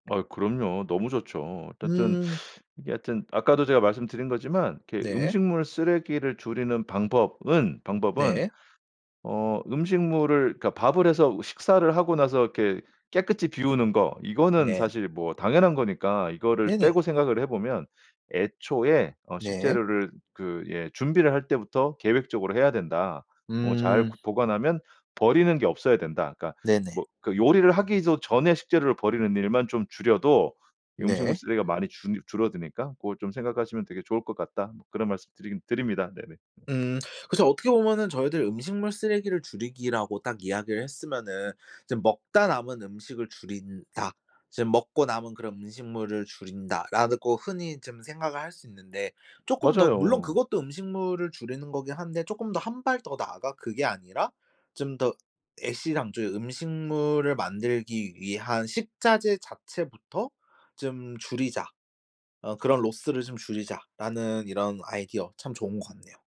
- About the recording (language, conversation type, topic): Korean, podcast, 집에서 음식물 쓰레기를 줄이는 가장 쉬운 방법은 무엇인가요?
- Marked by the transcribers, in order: teeth sucking; stressed: "방법은"; other background noise; in English: "로스를"